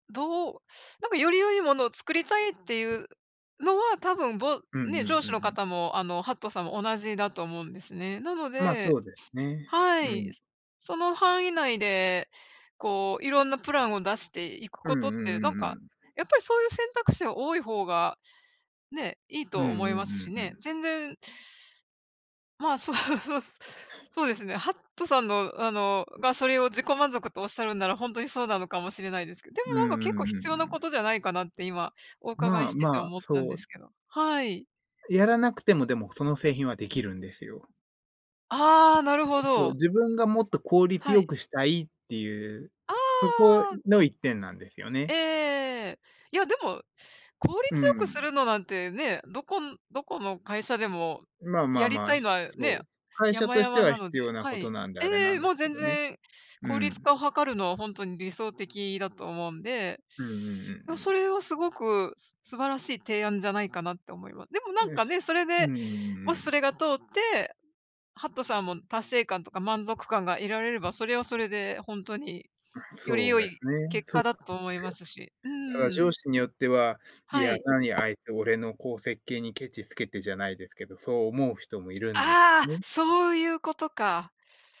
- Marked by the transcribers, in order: other background noise; tapping
- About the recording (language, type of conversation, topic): Japanese, unstructured, 自己満足と他者からの評価のどちらを重視すべきだと思いますか？